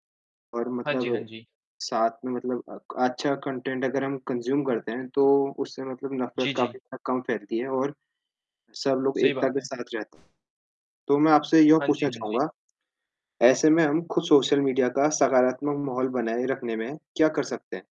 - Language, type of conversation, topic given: Hindi, unstructured, क्या सामाजिक माध्यमों पर नफरत फैलाने की प्रवृत्ति बढ़ रही है?
- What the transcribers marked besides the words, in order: static; in English: "कंटेंट"; in English: "कंज्यूम"; distorted speech; other background noise